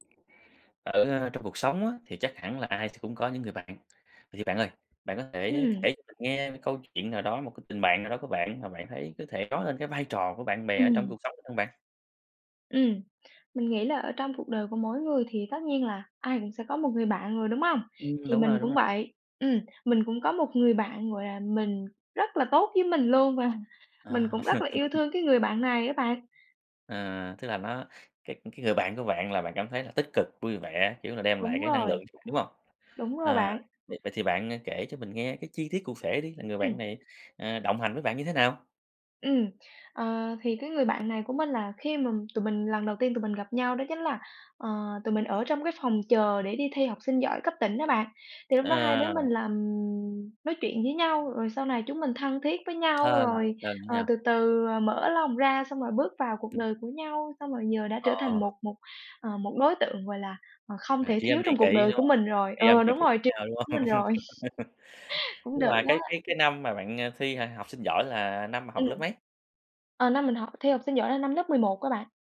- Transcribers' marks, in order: tapping; laughing while speaking: "và"; laugh; other background noise; laughing while speaking: "không?"; laugh
- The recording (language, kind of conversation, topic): Vietnamese, podcast, Bạn có thể kể về vai trò của tình bạn trong đời bạn không?